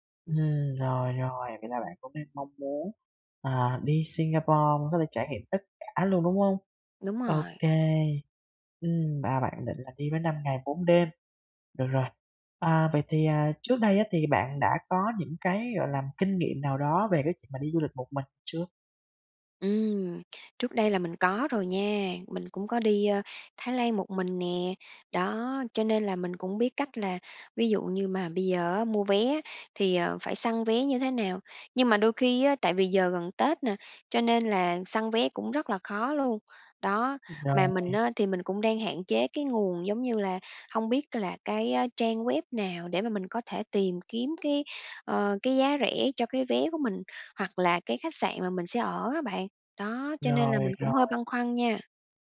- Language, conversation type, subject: Vietnamese, advice, Làm sao để du lịch khi ngân sách rất hạn chế?
- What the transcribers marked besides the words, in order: other background noise